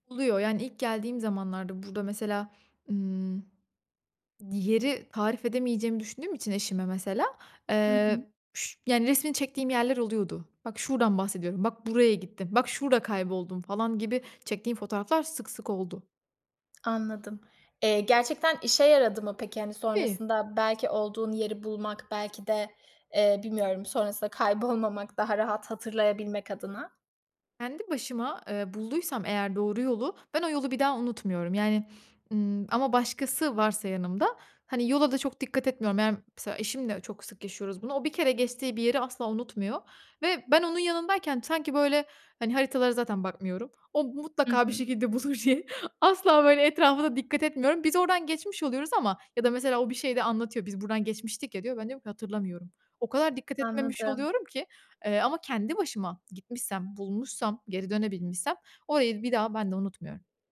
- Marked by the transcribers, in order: other background noise; tapping; laughing while speaking: "bulur diye, asla böyle etrafa da"
- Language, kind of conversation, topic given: Turkish, podcast, Telefona güvendin de kaybolduğun oldu mu?